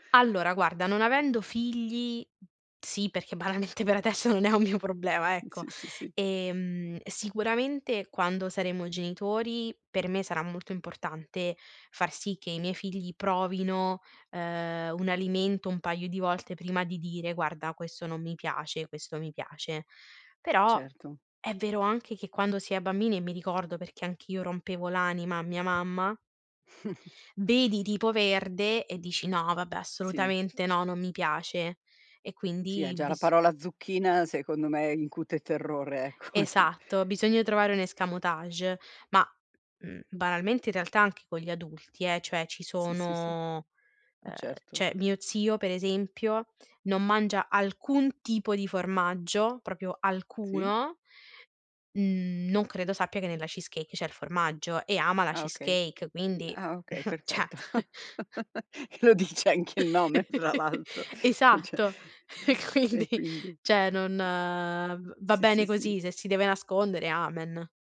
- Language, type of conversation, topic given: Italian, podcast, Come prepari piatti nutrienti e veloci per tutta la famiglia?
- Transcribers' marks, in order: laughing while speaking: "banalmente per adesso non è un mio"; chuckle; laughing while speaking: "ecco, d"; in English: "escamotage"; "cioè" said as "ceh"; "proprio" said as "propio"; scoff; "cioè" said as "ceh"; chuckle; laughing while speaking: "Che lo dice anche il nome, tra l'altro, ceh"; chuckle; laughing while speaking: "e quindi"; "cioè" said as "ceh"; "cioè" said as "ceh"; chuckle